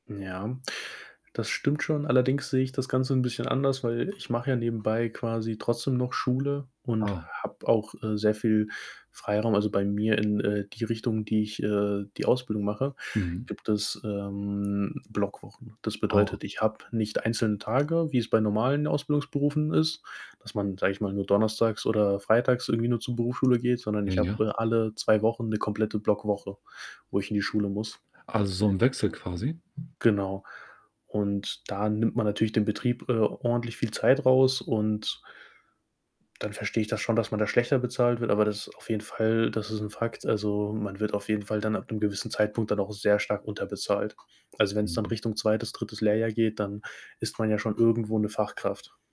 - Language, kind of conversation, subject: German, podcast, Welche Situation hat zunächst schlimm gewirkt, sich aber später zum Guten gewendet?
- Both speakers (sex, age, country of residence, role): male, 20-24, Germany, guest; male, 40-44, Germany, host
- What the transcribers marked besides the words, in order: static; other background noise; drawn out: "ähm"